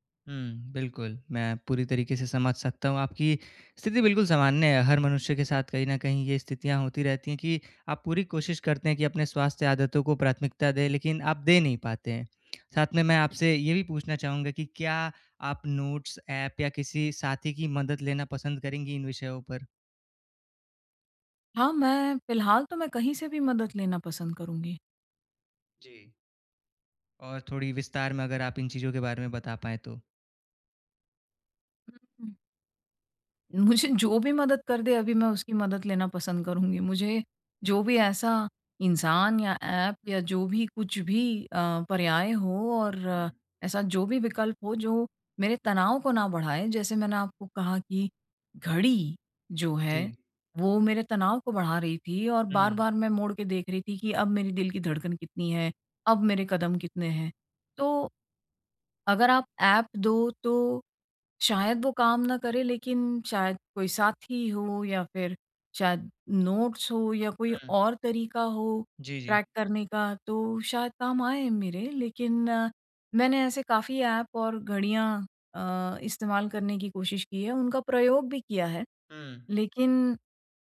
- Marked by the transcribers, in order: lip smack; laughing while speaking: "मुझे जो भी"; in English: "ट्रैक"
- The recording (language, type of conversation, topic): Hindi, advice, जब मैं व्यस्त रहूँ, तो छोटी-छोटी स्वास्थ्य आदतों को रोज़ नियमित कैसे बनाए रखूँ?